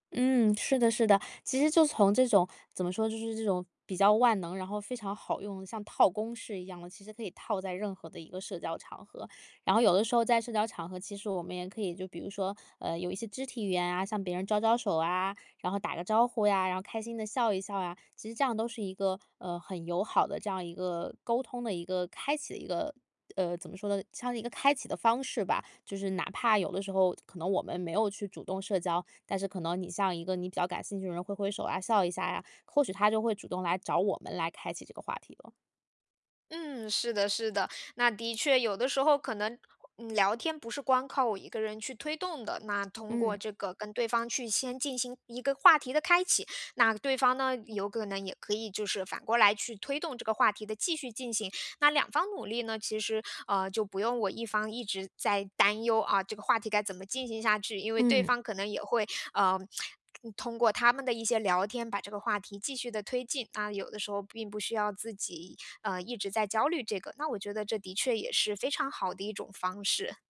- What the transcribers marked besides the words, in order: tapping; other background noise; lip smack
- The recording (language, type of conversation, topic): Chinese, advice, 如何在派对上不显得格格不入？